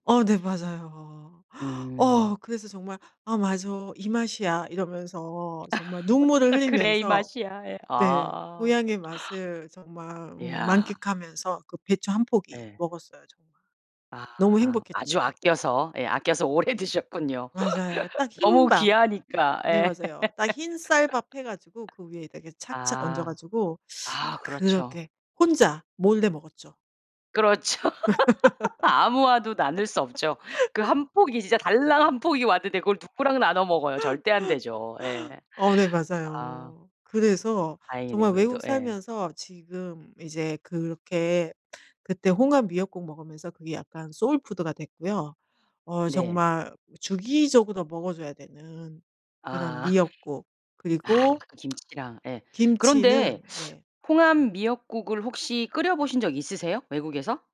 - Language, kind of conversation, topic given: Korean, podcast, 가족에게서 대대로 전해 내려온 음식이나 조리법이 있으신가요?
- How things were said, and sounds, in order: laugh; laughing while speaking: "오래 드셨군요"; laugh; laugh; laughing while speaking: "그렇죠"; laugh; laugh; in English: "소울 푸드가"; laugh; tsk